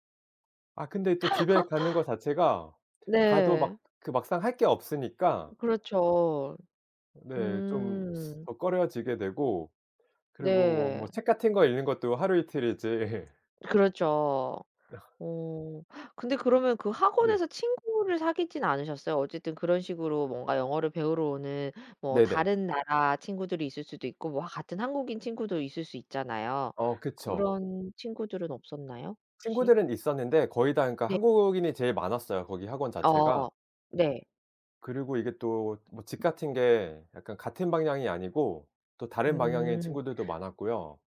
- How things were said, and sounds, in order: laugh; other background noise; tapping; laughing while speaking: "이틀이지"; laugh
- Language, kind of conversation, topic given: Korean, podcast, 첫 혼자 여행은 어땠어요?